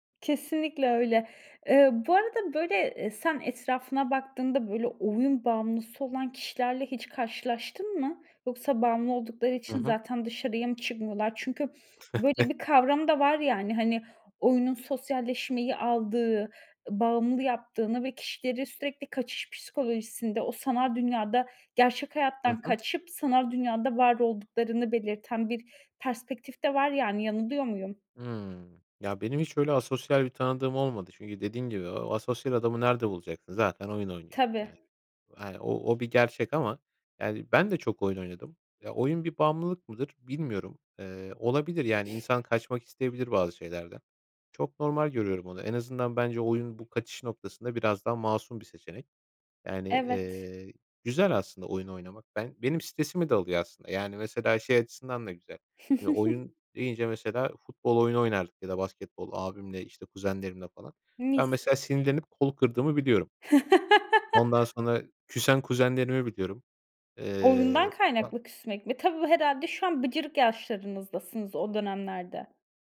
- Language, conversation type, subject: Turkish, podcast, Video oyunları senin için bir kaçış mı, yoksa sosyalleşme aracı mı?
- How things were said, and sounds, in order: tapping; chuckle; sniff; sniff; chuckle; other background noise; laugh